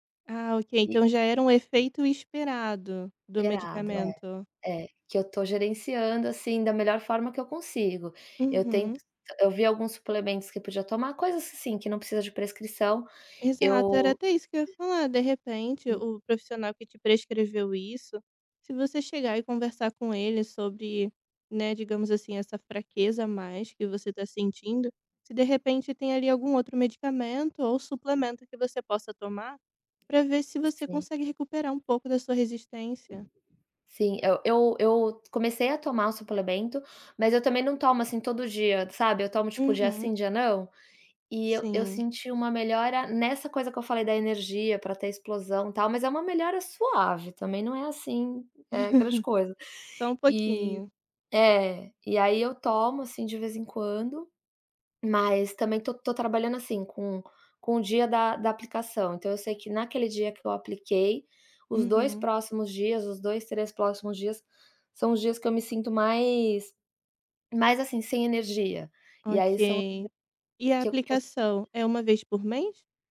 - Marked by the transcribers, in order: other noise; tapping; chuckle
- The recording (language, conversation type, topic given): Portuguese, advice, Como você tem se adaptado às mudanças na sua saúde ou no seu corpo?
- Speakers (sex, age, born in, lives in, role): female, 25-29, Brazil, Italy, advisor; female, 40-44, Brazil, United States, user